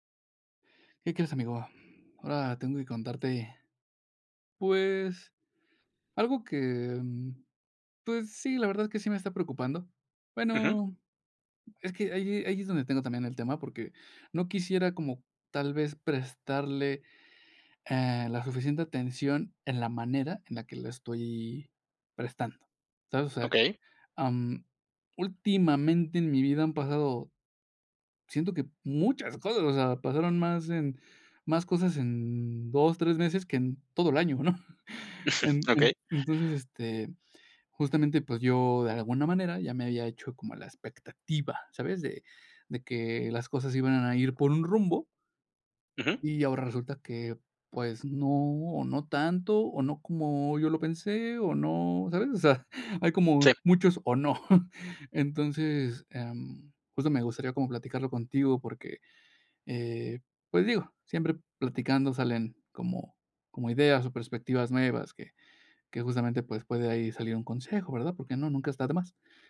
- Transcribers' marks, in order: other background noise; laughing while speaking: "¿no?"; chuckle; laughing while speaking: "O sea"; chuckle
- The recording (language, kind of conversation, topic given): Spanish, advice, ¿Cómo puedo aceptar que mis planes a futuro ya no serán como los imaginaba?